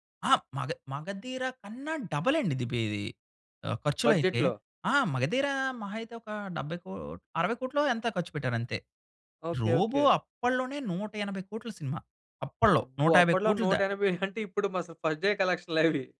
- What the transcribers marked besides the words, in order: in English: "డబుల్"; in English: "బడ్జెట్‌లో"; laughing while speaking: "అంటే, ఇప్పుడు మరసలు ఫస్ట్ డే కలెక్షన్‌లవి!"; in English: "ఫస్ట్ డే"
- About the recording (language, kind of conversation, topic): Telugu, podcast, ఒక సినిమా మీ దృష్టిని ఎలా మార్చిందో చెప్పగలరా?